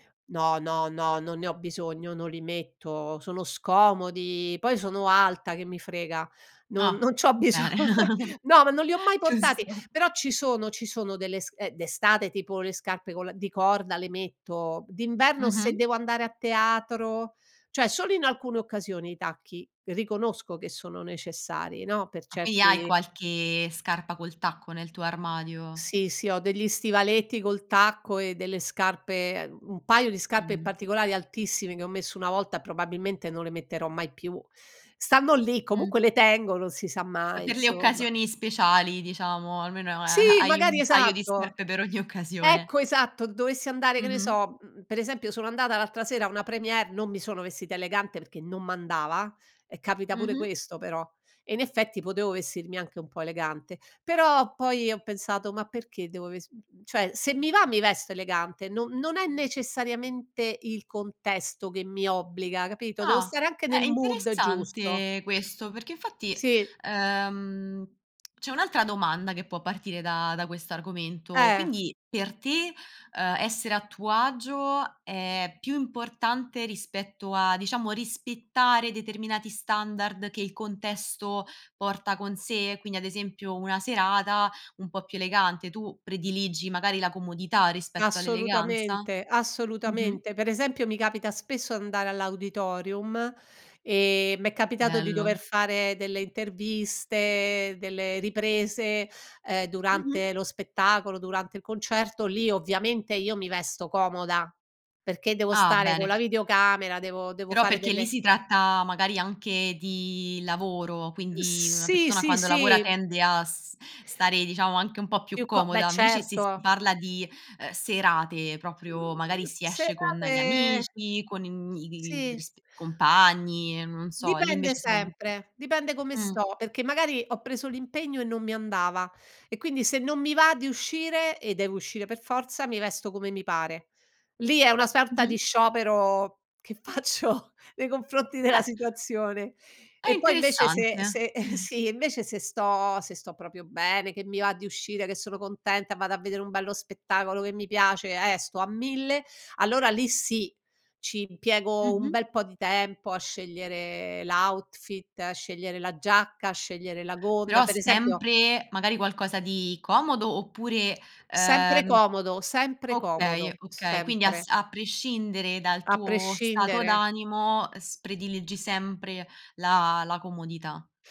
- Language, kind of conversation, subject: Italian, podcast, Che cosa ti fa sentire davvero a tuo agio quando sei vestito?
- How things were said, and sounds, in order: laughing while speaking: "non c'ho biso"; chuckle; laughing while speaking: "giusto"; in English: "mood"; lip smack; tapping; other background noise; laughing while speaking: "che faccio nei confronti della situazione"; chuckle; "proprio" said as "propio"; in English: "outfit"